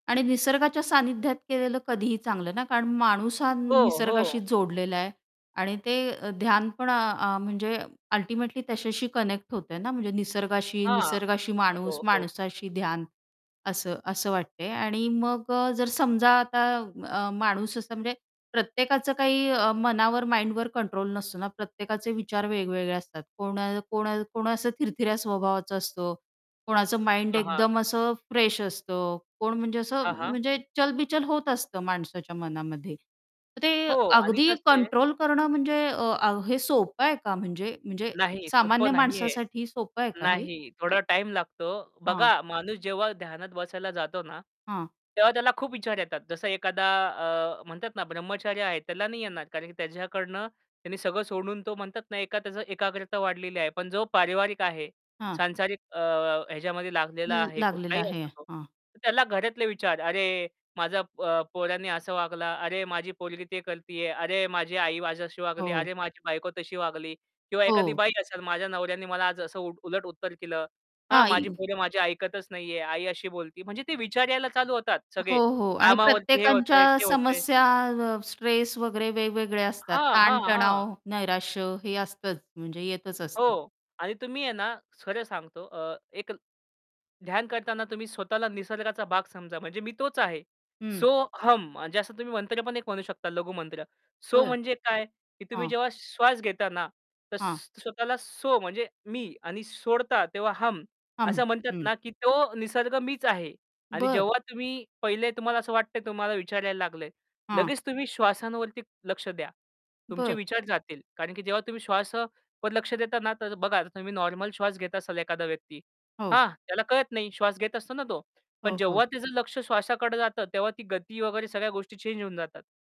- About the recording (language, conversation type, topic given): Marathi, podcast, निसर्गात ध्यानाला सुरुवात कशी करावी आणि सोपी पद्धत कोणती आहे?
- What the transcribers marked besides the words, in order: in English: "कनेक्ट"; other background noise; tapping; in English: "माइंडवर"; in English: "माइंड"; in English: "फ्रेश"; static; distorted speech